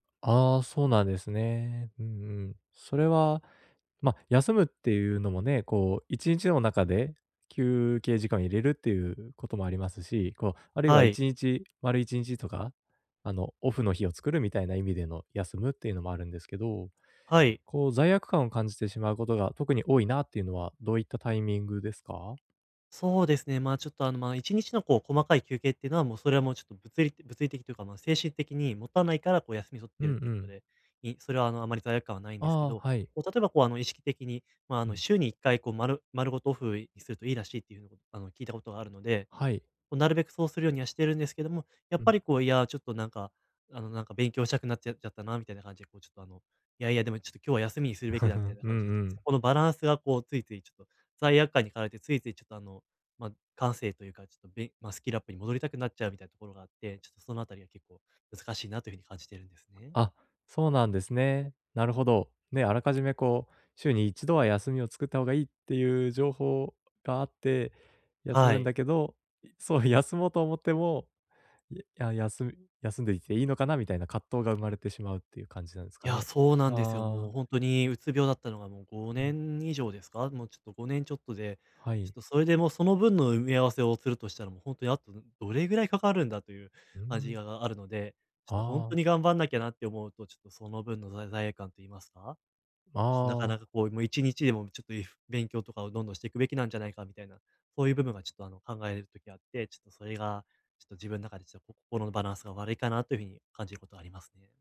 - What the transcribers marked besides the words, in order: giggle
- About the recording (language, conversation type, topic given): Japanese, advice, 休むことを優先したいのに罪悪感が出てしまうとき、どうすれば罪悪感を減らせますか？